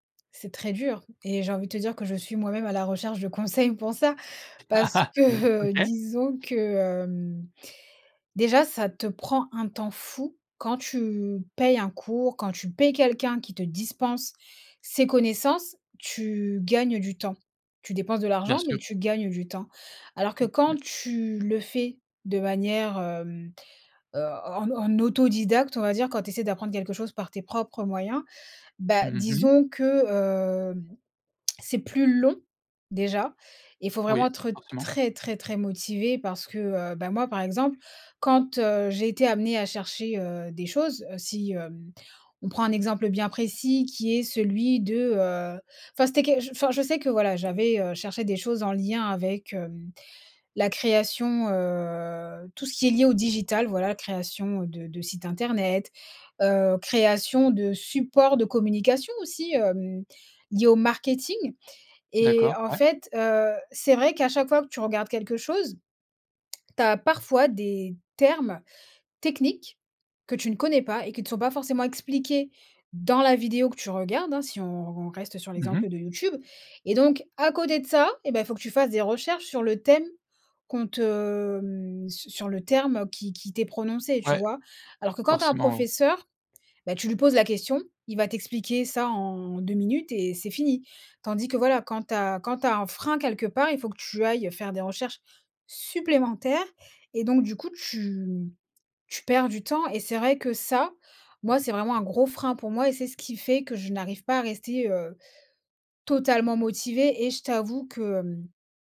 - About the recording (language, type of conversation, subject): French, podcast, Tu as des astuces pour apprendre sans dépenser beaucoup d’argent ?
- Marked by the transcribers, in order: chuckle; laughing while speaking: "conseils"; laughing while speaking: "parce que, heu"; drawn out: "hem"; stressed: "long"; drawn out: "heu"; drawn out: "hem"; stressed: "supplémentaires"